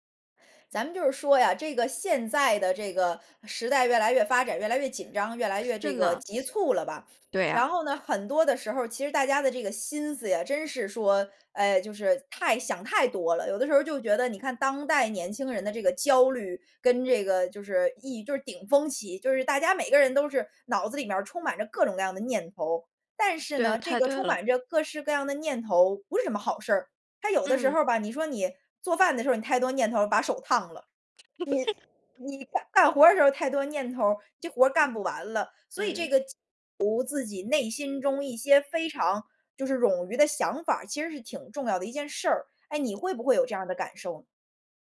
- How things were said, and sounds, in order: laugh; unintelligible speech
- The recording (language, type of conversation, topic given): Chinese, podcast, 如何在通勤途中练习正念？